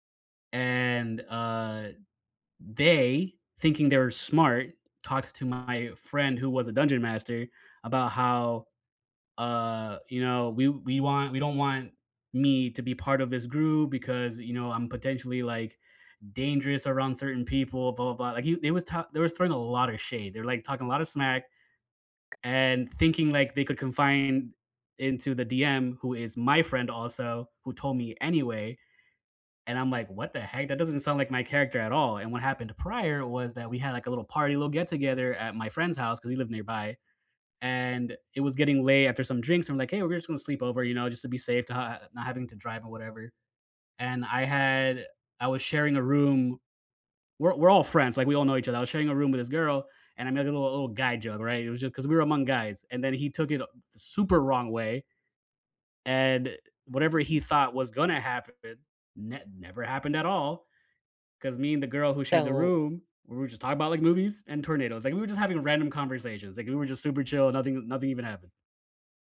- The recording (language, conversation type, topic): English, unstructured, What worries you most about losing a close friendship because of a misunderstanding?
- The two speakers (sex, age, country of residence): male, 30-34, United States; male, 35-39, United States
- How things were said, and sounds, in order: stressed: "they"; stressed: "my"; tapping; stressed: "super"